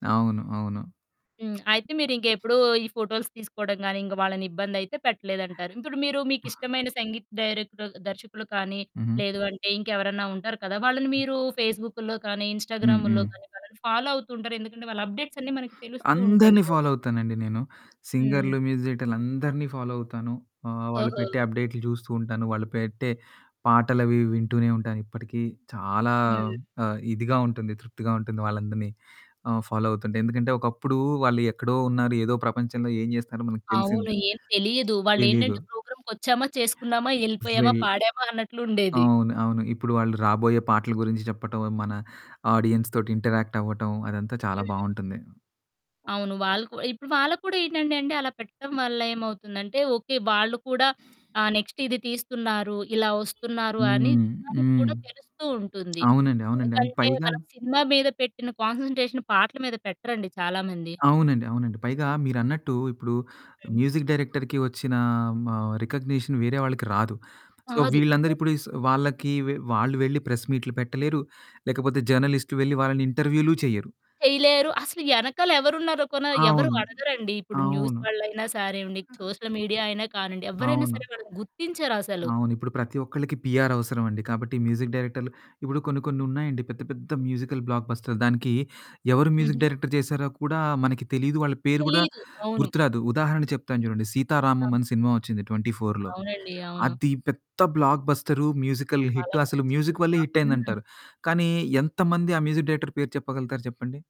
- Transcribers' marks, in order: other background noise; in English: "ఫోటోస్"; in English: "డైరెక్టర్"; in English: "ఫాలో"; in English: "అప్డేట్స్"; in English: "ఫాలో"; in English: "మ్యూజిక్"; in English: "ఫాలో"; static; in English: "ఫాలో"; in English: "ప్రోగ్రామ్‌కొచ్చామా"; in English: "ఆడియన్స్‌తోటి ఇంటరాక్ట్"; in English: "నెక్స్ట్"; in English: "అండ్"; in English: "కాన్స‌న్‌ట్రేషన్"; in English: "మ్యూజిక్ డైరెక్టర్‌కి"; in English: "రికగ్‌నిషన్"; in English: "సో"; in English: "న్యూస్"; in English: "సోషల్ మీడియా"; in English: "పిఆర్"; in English: "మ్యూజిక్"; in English: "మ్యూజికల్ బ్లాక్బస్టర్"; in English: "మ్యూజిక్ డైరెక్టర్"; in English: "ట్వెంటీ ఫోర్‌లో"; stressed: "పెద్ద"; in English: "బ్లాక్ బస్టర్ మ్యూజికల్ హిట్"; in English: "మ్యూజిక్"; in English: "హిట్"; in English: "మ్యూజిక్ డైరెక్టర్"
- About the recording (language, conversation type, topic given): Telugu, podcast, మీరు ఎప్పుడైనా ప్రత్యక్ష సంగీత కార్యక్రమానికి వెళ్లి కొత్త కళాకారుడిని కనుగొన్నారా?